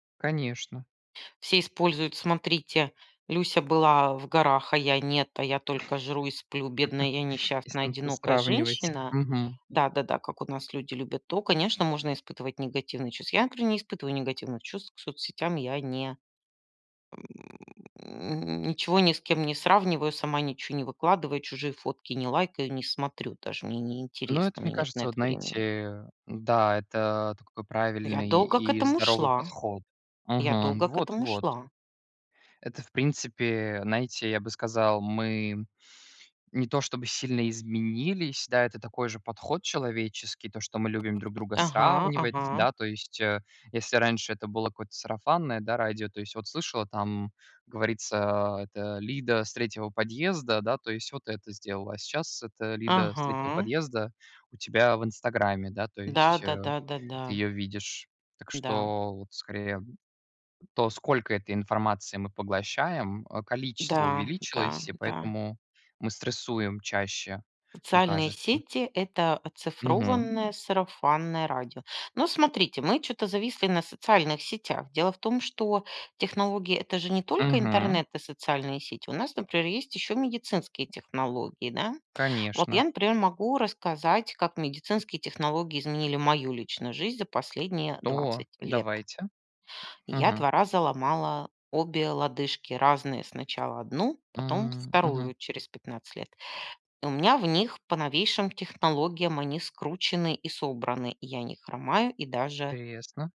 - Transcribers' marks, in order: laugh; grunt; tapping
- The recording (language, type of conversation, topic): Russian, unstructured, Как технологии изменили повседневную жизнь человека?